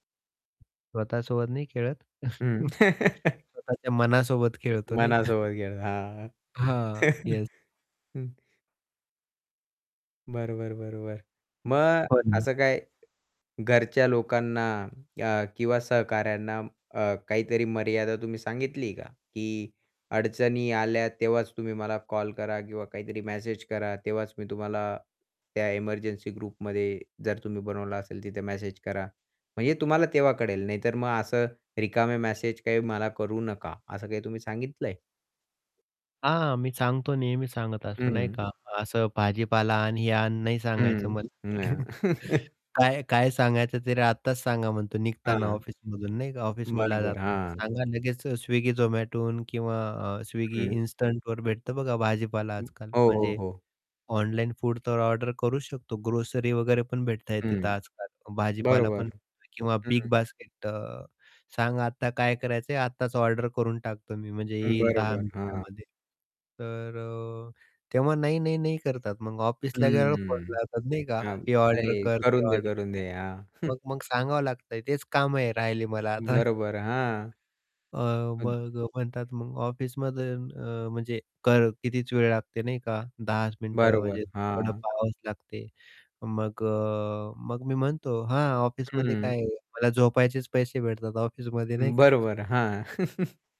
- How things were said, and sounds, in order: other background noise; chuckle; static; laugh; distorted speech; chuckle; chuckle; other noise; unintelligible speech; in English: "ग्रुपमध्ये"; tapping; chuckle; unintelligible speech; chuckle; chuckle; laughing while speaking: "नाही का"; laugh
- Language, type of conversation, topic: Marathi, podcast, दैनंदिन जीवनात सतत जोडून राहण्याचा दबाव तुम्ही कसा हाताळता?